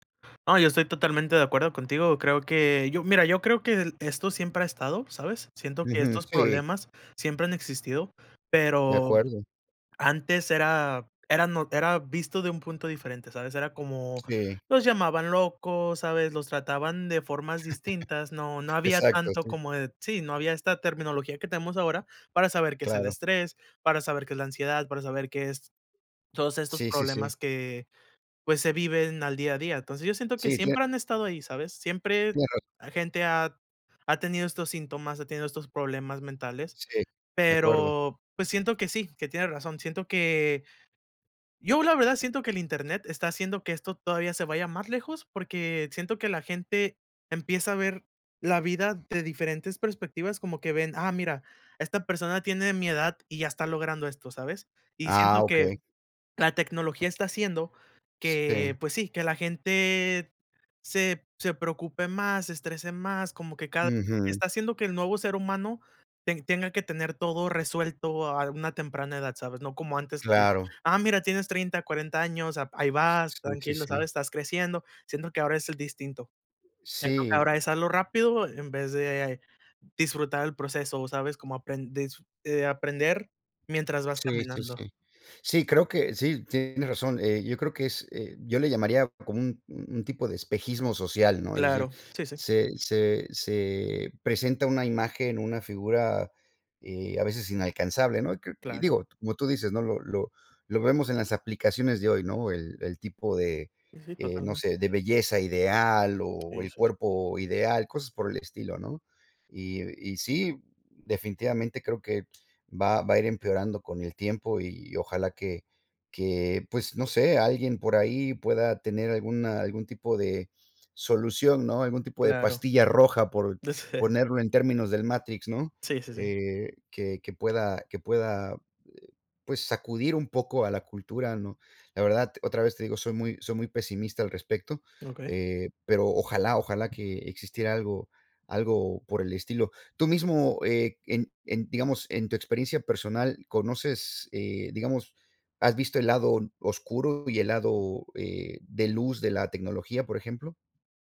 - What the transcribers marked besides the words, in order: laugh; chuckle
- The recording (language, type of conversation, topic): Spanish, unstructured, ¿Cómo te imaginas el mundo dentro de 100 años?
- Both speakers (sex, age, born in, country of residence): male, 20-24, Mexico, United States; male, 50-54, United States, United States